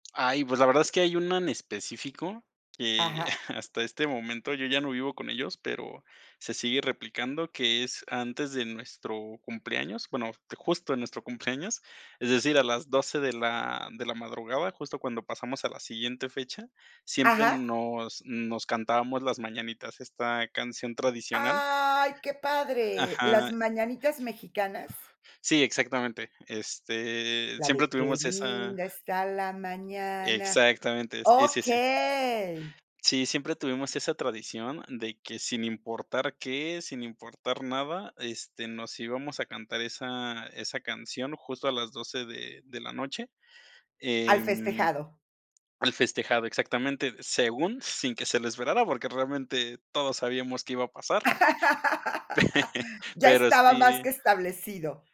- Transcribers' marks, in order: giggle; other background noise; singing: "Qué linda está la mañana"; drawn out: "Okey"; laugh; laugh
- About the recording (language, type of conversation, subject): Spanish, podcast, ¿Qué tradiciones familiares mantienen en casa?